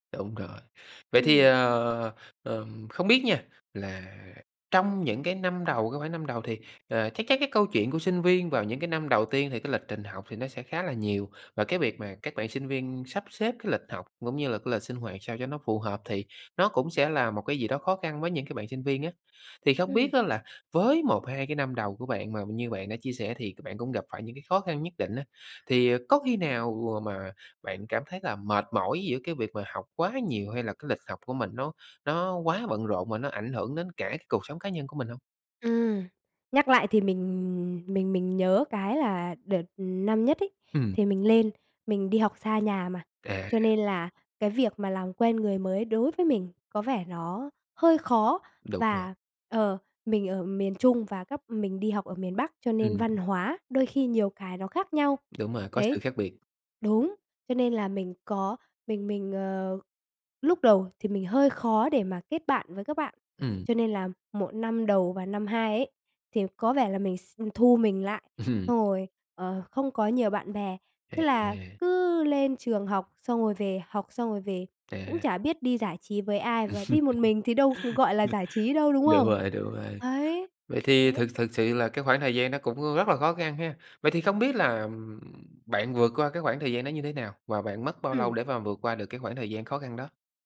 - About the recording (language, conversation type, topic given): Vietnamese, podcast, Làm thế nào để bạn cân bằng giữa việc học và cuộc sống cá nhân?
- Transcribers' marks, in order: tapping; laughing while speaking: "Ừm"; laugh